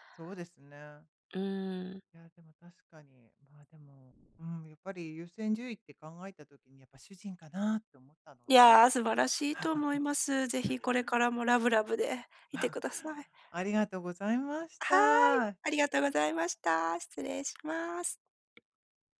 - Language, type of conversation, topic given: Japanese, advice, グループの中で居心地が悪いと感じたとき、どうすればいいですか？
- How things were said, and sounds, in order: chuckle; other background noise; chuckle